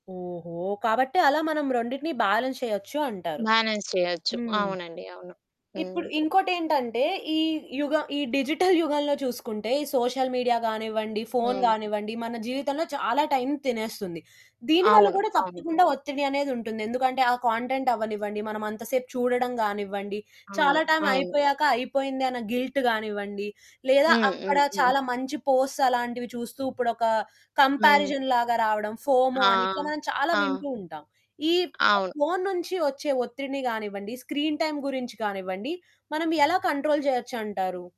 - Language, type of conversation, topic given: Telugu, podcast, పని ఒత్తిడిని తగ్గించుకుని మీరు ఎలా విశ్రాంతి తీసుకుంటారు?
- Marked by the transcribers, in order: in English: "బ్యాలెన్స్"; in English: "బ్యాలెన్స్"; in English: "డిజిటల్"; in English: "సోషల్ మీడియా"; in English: "కంటెంట్"; other background noise; in English: "గిల్ట్"; in English: "పోస్ట్స్"; in English: "కంపారిజన్"; in English: "ఫోమో"; in English: "స్క్రీన్ టైమ్"; in English: "కంట్రోల్"